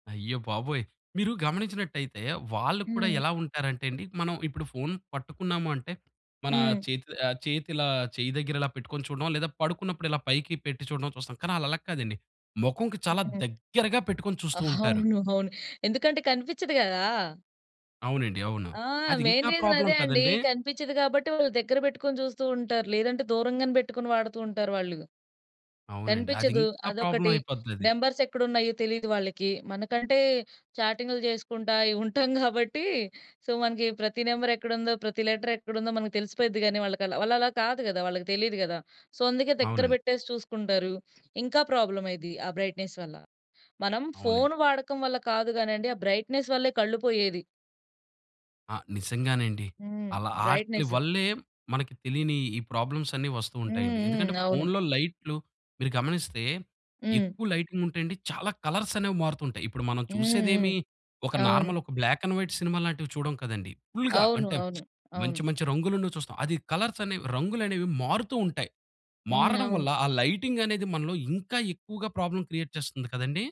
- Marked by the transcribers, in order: giggle; in English: "మెయిన్ రీజన్"; in English: "ప్రాబ్లమ్"; in English: "ప్రాబ్లమ్"; in English: "నంబర్స్"; in English: "సో"; in English: "నెంబర్"; in English: "లెటర్"; in English: "సో"; in English: "ప్రాబ్లమ్"; in English: "బ్రైట్‌నెస్"; in English: "బ్రైట్‌నెస్"; in English: "బ్రైట్‌నెస్"; in English: "ప్రాబ్లమ్స్"; in English: "లైటింగ్"; in English: "కలర్స్"; in English: "నార్మల్"; in English: "బ్లాక్ అండ్ వైట్"; in English: "ఫుల్‌గా"; other background noise; in English: "కలర్స్"; in English: "లైటింగ్"; in English: "ప్రాబ్లమ్ క్రియేట్"
- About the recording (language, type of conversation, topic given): Telugu, podcast, ఫోన్ స్క్రీన్ వెలుతురు తగ్గించిన తర్వాత మీ నిద్రలో ఏవైనా మార్పులు వచ్చాయా?